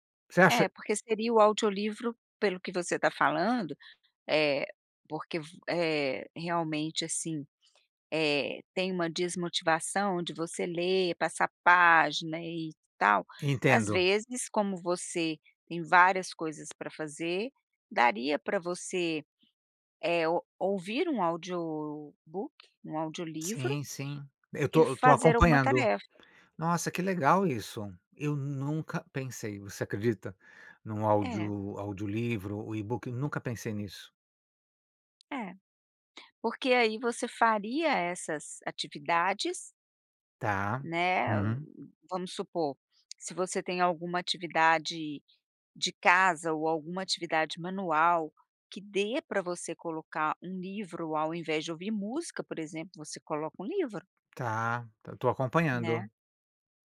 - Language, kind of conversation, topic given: Portuguese, advice, Como posso encontrar motivação para criar o hábito da leitura?
- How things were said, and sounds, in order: tapping; other background noise; in English: "audiobook"; in English: "ebook?"